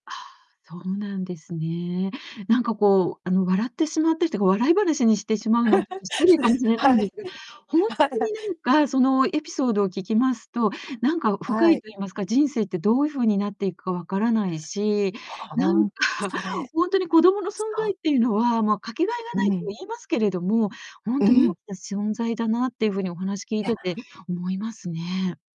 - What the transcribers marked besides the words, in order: laugh; distorted speech; laughing while speaking: "それ、はい"; laugh; laughing while speaking: "なんか"
- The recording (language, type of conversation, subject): Japanese, podcast, 人生の転機になった出来事を話してくれますか？